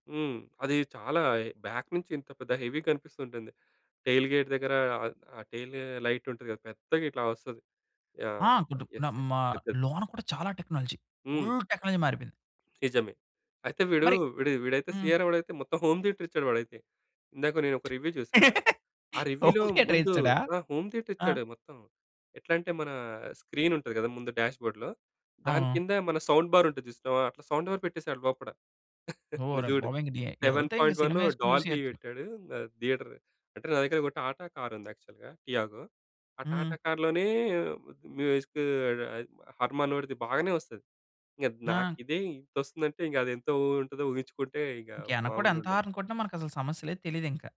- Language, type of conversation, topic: Telugu, podcast, చిన్ననాటి ఆసక్తిని పెద్దవయసులో ఎలా కొనసాగిస్తారు?
- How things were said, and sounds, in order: in English: "బాక్"; in English: "హెవీ"; in English: "టెయిల్ గేట్"; in English: "టెయిల్ లైట్"; in English: "యెస్, యెస్"; in English: "టెక్నాలజీ. ఫుల్ టెక్నాలజీ"; in English: "హోమ్ థియేటర్"; other background noise; laugh; in English: "హోమ్ థియేటర్"; in English: "రివ్యూ"; in English: "రివ్యూలో"; in English: "హోమ్ థియేటర్"; in English: "స్క్రీన్"; in English: "డాష్‌బోర్డ్‌లో"; in English: "సౌండ్ బార్"; in English: "సౌండ్ బార్"; chuckle; in English: "సెవెన్ పాయింట్ వన్ డాల్బీ"; in English: "థియేటర్"; in English: "టాటా"; in English: "యాక్చువల్‌గా టియాగో"; in English: "టాటా కార్‌లోనే"